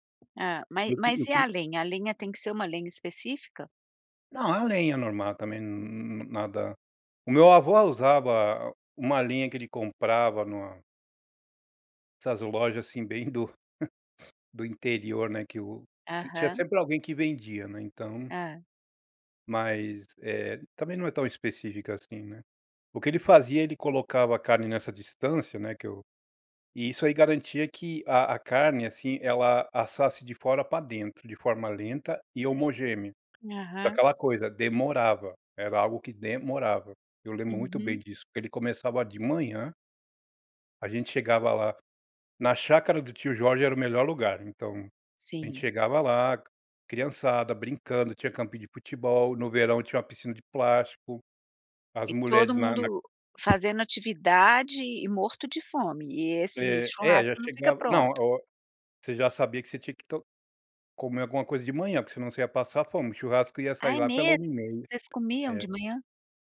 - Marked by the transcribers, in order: tapping; other background noise; chuckle
- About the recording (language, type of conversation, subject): Portuguese, podcast, Qual era um ritual à mesa na sua infância?